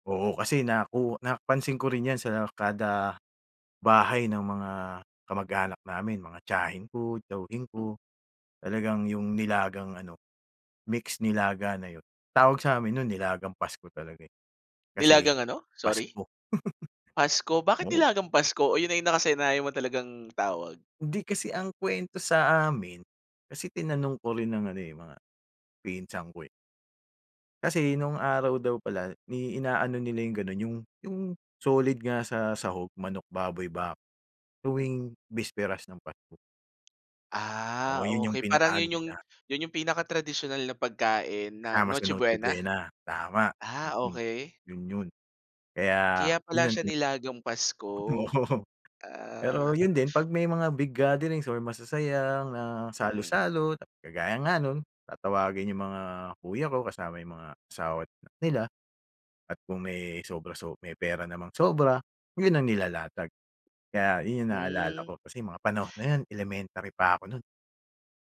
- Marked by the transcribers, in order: laugh; tapping; laughing while speaking: "Oo"; other background noise; exhale
- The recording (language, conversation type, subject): Filipino, podcast, Anong tradisyonal na pagkain ang may pinakamatingkad na alaala para sa iyo?